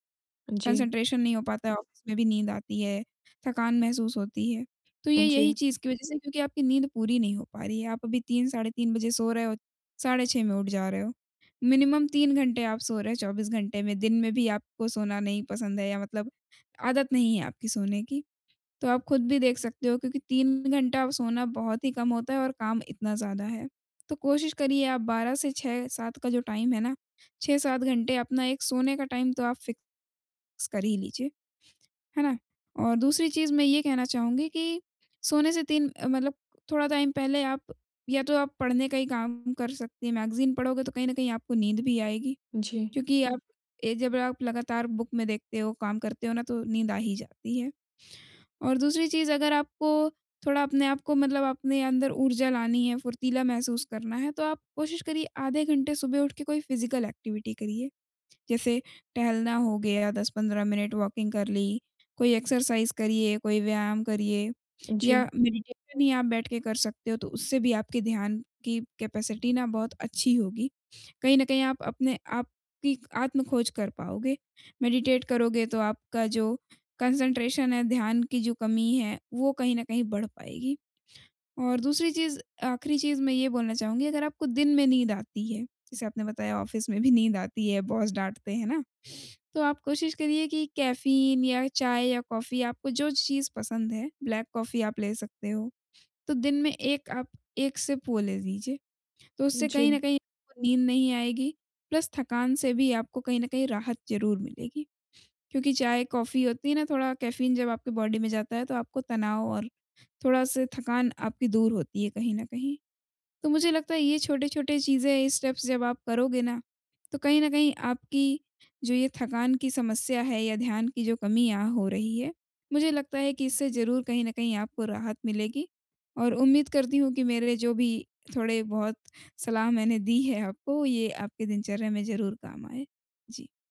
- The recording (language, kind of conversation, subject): Hindi, advice, आपकी नींद अनियमित होने से आपको थकान और ध्यान की कमी कैसे महसूस होती है?
- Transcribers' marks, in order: in English: "कंसंट्रेशन"; other background noise; in English: "ऑफिस"; in English: "मिनिमम"; in English: "टाइम"; in English: "टाइम"; in English: "फिक्स"; in English: "टाइम"; in English: "मैगज़ीन"; in English: "बुक"; in English: "फिज़िकल एक्टिविटी"; in English: "वॉकिंग"; in English: "एक्सरसाइज़"; in English: "मेडिटेशन"; in English: "कैपेसिटी"; in English: "मेडिटेट"; in English: "कंसंट्रेशन"; in English: "ऑफिस"; laughing while speaking: "में भी"; in English: "बॉस"; in English: "ब्लैक"; tapping; in English: "सिप"; in English: "प्लस"; in English: "बॉडी"; in English: "स्टेप्स"; laughing while speaking: "आपको"